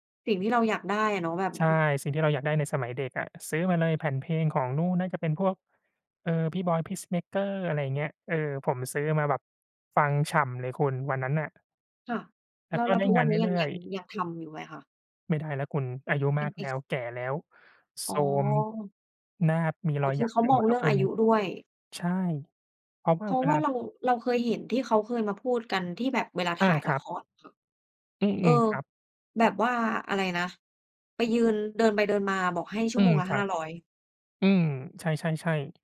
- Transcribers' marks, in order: none
- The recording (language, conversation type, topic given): Thai, unstructured, คุณชอบงานแบบไหนมากที่สุดในชีวิตประจำวัน?